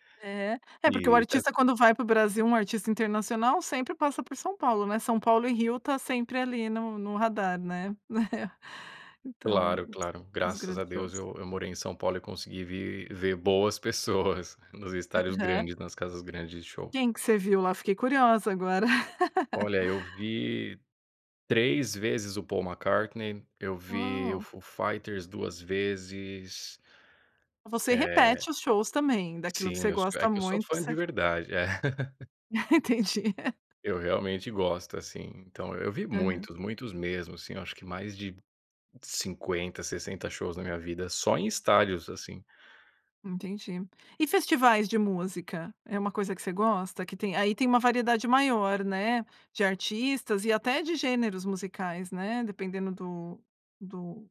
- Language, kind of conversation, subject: Portuguese, podcast, Você prefere shows grandes em um estádio ou em casas menores?
- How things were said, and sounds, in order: chuckle; tapping; laugh; laugh